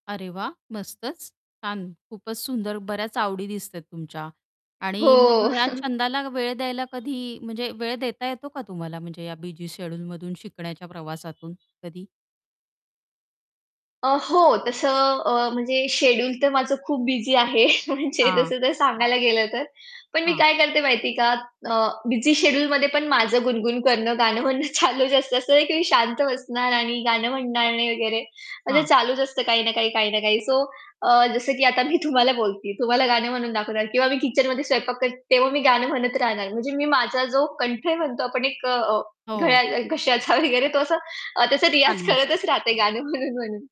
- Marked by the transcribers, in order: chuckle; other background noise; chuckle; laughing while speaking: "गुणगुण करणं गाणं म्हणणं चालू असतं"; in English: "सो"; laughing while speaking: "मी तुम्हाला बोलते"; static; laughing while speaking: "वगैरे"; laughing while speaking: "म्हणून म्हणून"
- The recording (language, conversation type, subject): Marathi, podcast, शिकण्याचा तुमचा प्रवास कसा सुरू झाला?